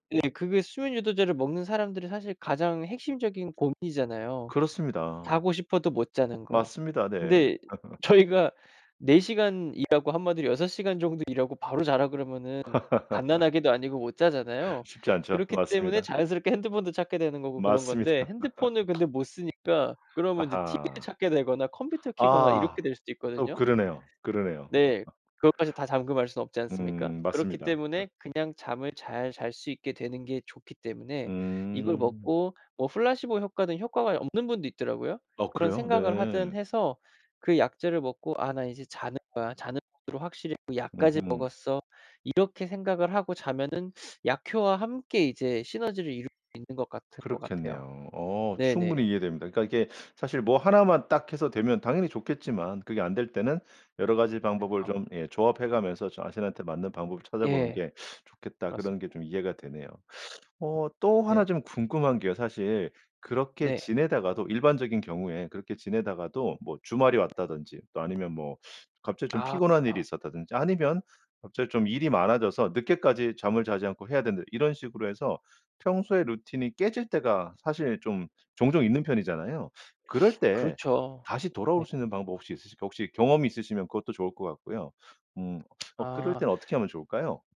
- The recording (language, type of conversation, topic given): Korean, podcast, 규칙적인 수면 습관은 어떻게 유지하시나요?
- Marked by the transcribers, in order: other background noise; tapping; laughing while speaking: "저희가"; laugh; laugh; laughing while speaking: "맞습니다"; laugh; put-on voice: "플라시보"; "플라세보" said as "플라시보"